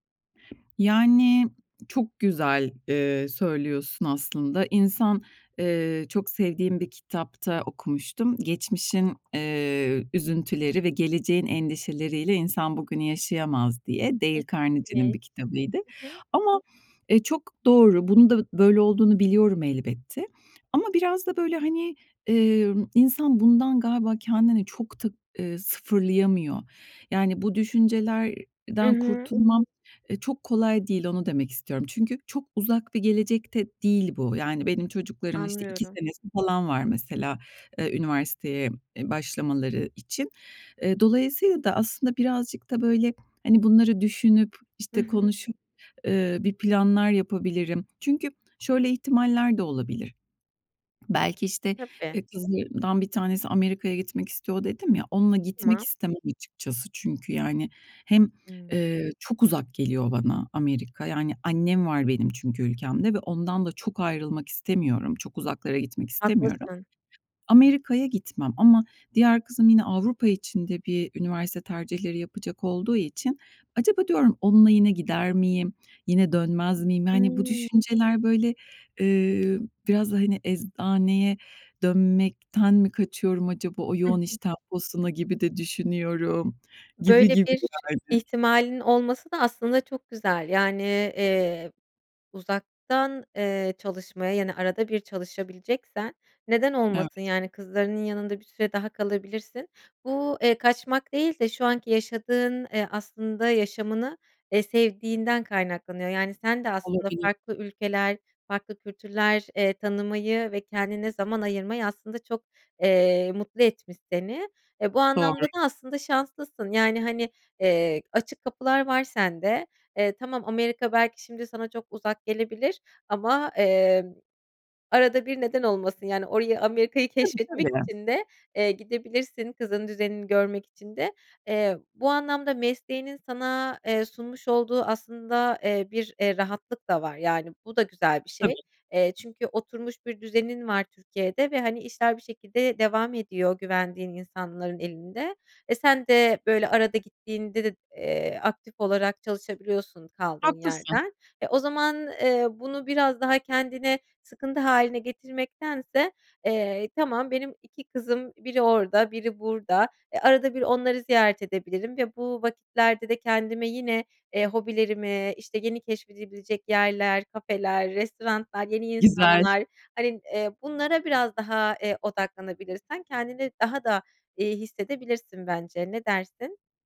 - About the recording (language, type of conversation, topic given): Turkish, advice, İşe dönmeyi düşündüğünüzde, işe geri dönme kaygınız ve daha yavaş bir tempoda ilerleme ihtiyacınızla ilgili neler hissediyorsunuz?
- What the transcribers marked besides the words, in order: tapping; unintelligible speech; unintelligible speech; other background noise; "restoranlar" said as "restorantlar"